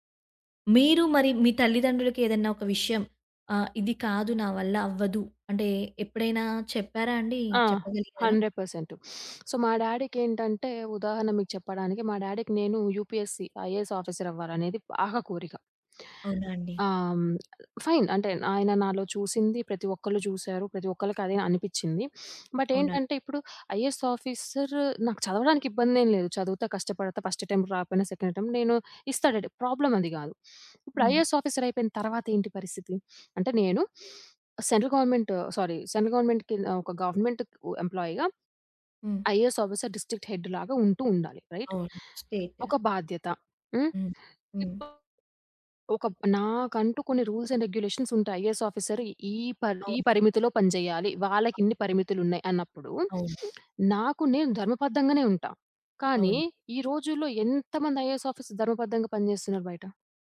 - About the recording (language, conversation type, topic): Telugu, podcast, పిల్లల కెరీర్ ఎంపికపై తల్లిదండ్రుల ఒత్తిడి కాలక్రమంలో ఎలా మారింది?
- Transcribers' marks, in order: sniff; in English: "సో"; in English: "డ్యాడీ‌కి"; in English: "యూపీఎస్‌సీ, ఐఏఎస్"; stressed: "బాగా"; other background noise; in English: "ఫైన్"; sniff; in English: "బట్"; in English: "ఐఏఎస్ ఆఫీసర్"; in English: "ఫస్ట్ అటెంప్ట్"; in English: "సెకండ్ అటెంప్ట్"; in English: "డ్యాడీ ప్రాబ్లమ్"; sniff; in English: "ఐఏఎస్ ఆఫీసర్"; sniff; in English: "సెంట్రల్ గవర్నమెంట్ సారీ సెంట్రల్ గవర్నమెంట్‌కి"; in English: "గవర్నమెంట్‌కు ఎంప్లాయ్‌గా ఐఏఎస్ ఆఫీసర్ డిస్ట్రిక్ట్"; in English: "స్టేట్"; in English: "రైట్"; in English: "రూల్స్ అండ్ రెగ్యులేషన్స్"; in English: "ఐఏఎస్ ఆఫీసర్"; sniff; in English: "ఐఏఎస్ ఆఫీసర్స్"